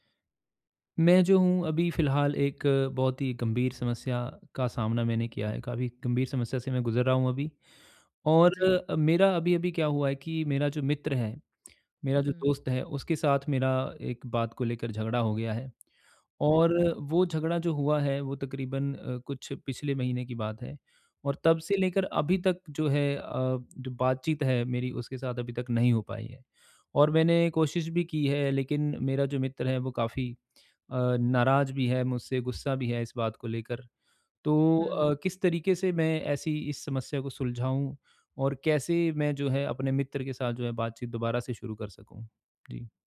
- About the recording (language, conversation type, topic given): Hindi, advice, मित्र के साथ झगड़े को शांत तरीके से कैसे सुलझाऊँ और संवाद बेहतर करूँ?
- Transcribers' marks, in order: tapping